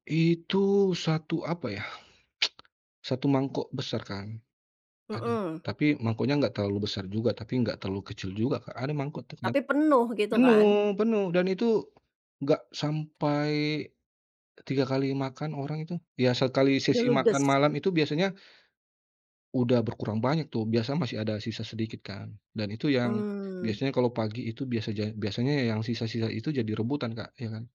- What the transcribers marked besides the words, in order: tsk
- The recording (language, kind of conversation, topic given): Indonesian, podcast, Makanan apa yang selalu membuat kamu merasa seperti pulang?